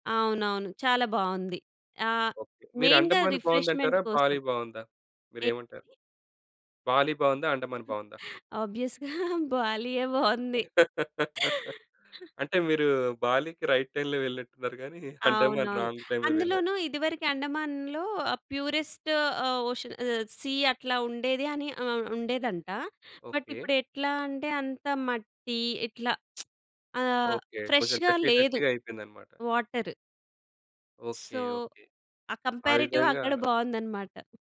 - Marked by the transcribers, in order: in English: "మెయిన్‌గా రిఫ్రెష్‌మెంట్"; laughing while speaking: "ఆబ్వియస్‌గా బాలీ‌యే బావుంది"; in English: "ఆబ్వియస్‌గా"; laugh; in English: "రైట్ టైమ్‌లో"; giggle; chuckle; in English: "రాంగ్ టైమ్‌లో"; in English: "ప్యూరెస్ట్"; in English: "ఓషన్"; in English: "సీ"; in English: "బట్"; lip smack; in English: "డర్టీ, డర్టీ‌గా"; in English: "ఫ్రెష్‌గా"; in English: "సో"; in English: "కంపేరేటివ్"
- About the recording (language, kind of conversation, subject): Telugu, podcast, ప్రయాణంలో మీరు నేర్చుకున్న అత్యంత ముఖ్యమైన పాఠం ఏమిటి?